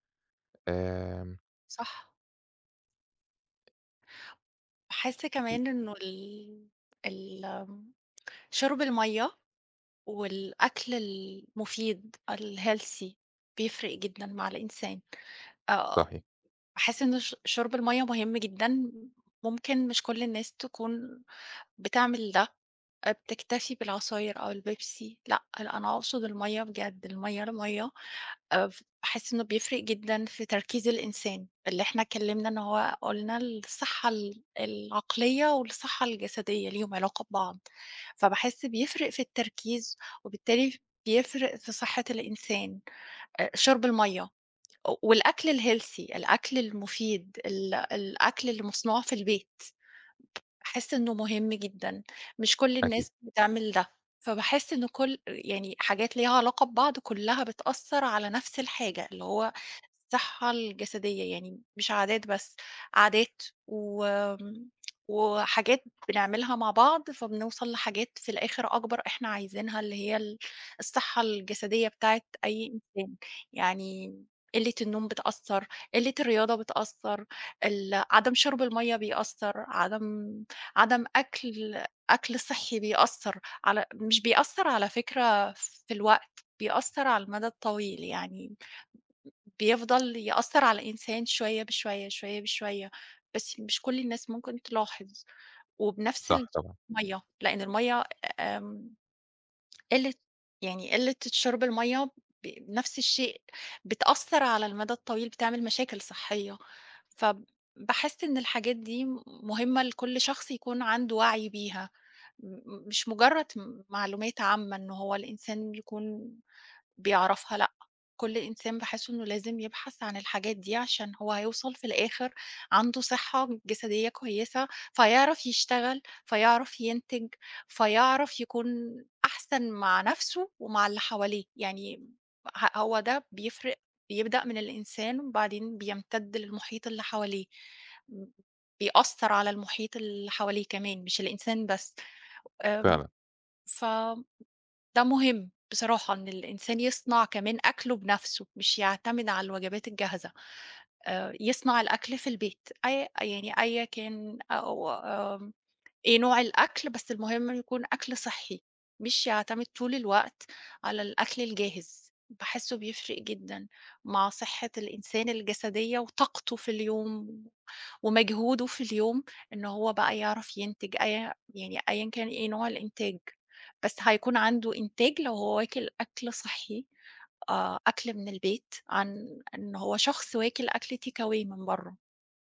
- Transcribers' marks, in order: tapping; unintelligible speech; in English: "الhealthy"; in English: "الhealthy"; other noise; unintelligible speech; in English: "takeaway"
- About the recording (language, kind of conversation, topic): Arabic, unstructured, إزاي بتحافظ على صحتك الجسدية كل يوم؟